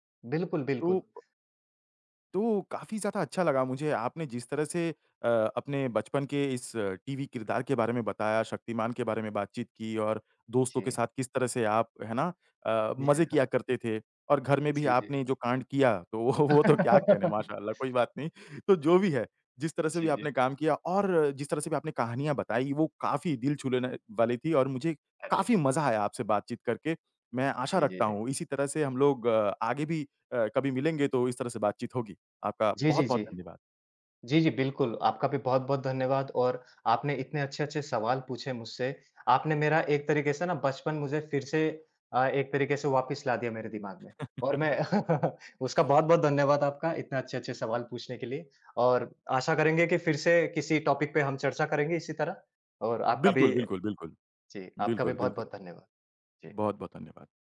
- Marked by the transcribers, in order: chuckle; laughing while speaking: "तो वो वो तो क्या"; laugh; laugh; chuckle; in English: "टॉपिक"
- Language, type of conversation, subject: Hindi, podcast, तुम्हारे बचपन का कौन सा टीवी किरदार आज भी याद आता है?